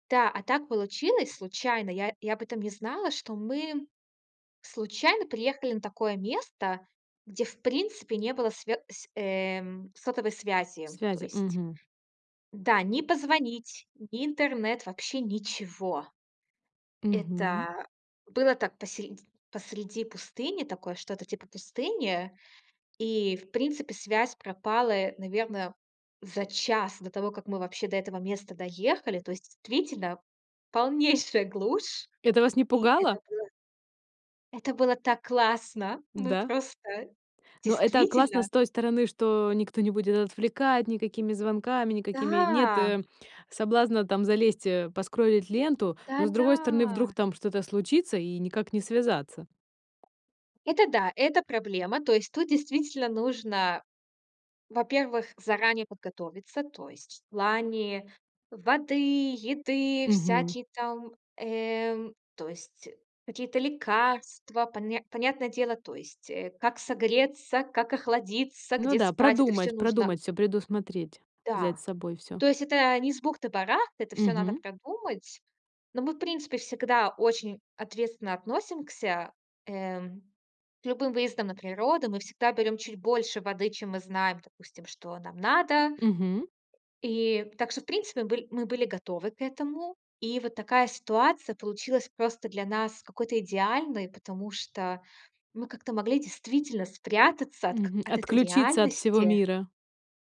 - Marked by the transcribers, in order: other background noise; tapping; "относимся" said as "относимкся"
- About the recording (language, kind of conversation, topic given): Russian, podcast, Какое твоё любимое место на природе и почему?